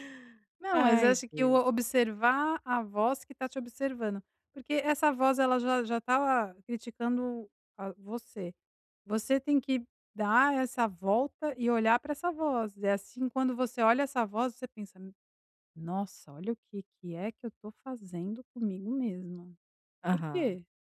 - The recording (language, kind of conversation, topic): Portuguese, advice, Como posso observar meus pensamentos sem me identificar com eles?
- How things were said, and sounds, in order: tapping